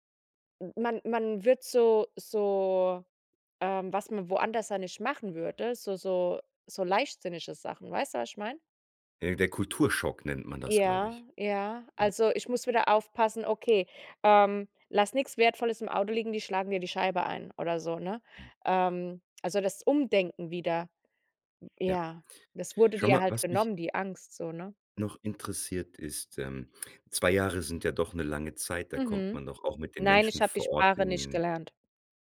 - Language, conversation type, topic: German, podcast, Welche Begegnung im Ausland hat dich dazu gebracht, deine Vorurteile zu überdenken?
- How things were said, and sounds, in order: other background noise